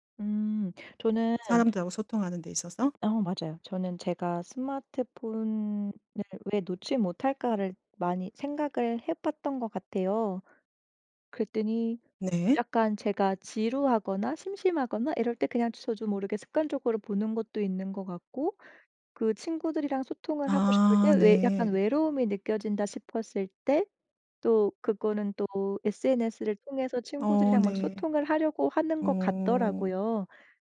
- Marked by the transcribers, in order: tapping; other background noise
- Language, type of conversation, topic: Korean, podcast, 스마트폰 중독을 줄이는 데 도움이 되는 습관은 무엇인가요?